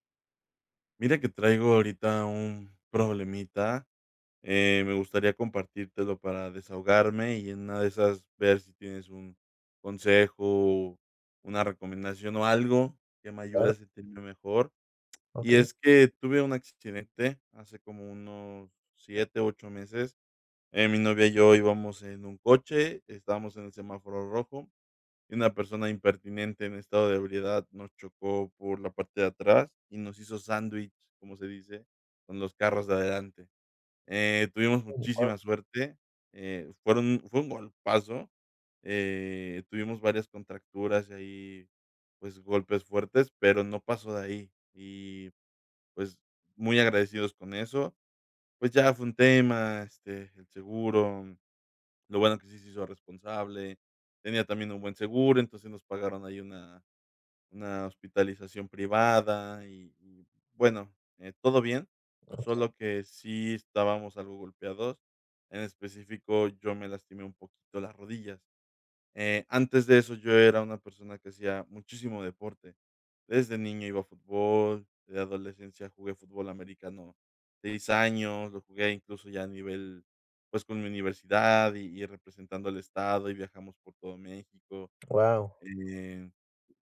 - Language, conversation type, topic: Spanish, advice, ¿Cómo puedo retomar mis hábitos después de un retroceso?
- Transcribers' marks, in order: unintelligible speech; unintelligible speech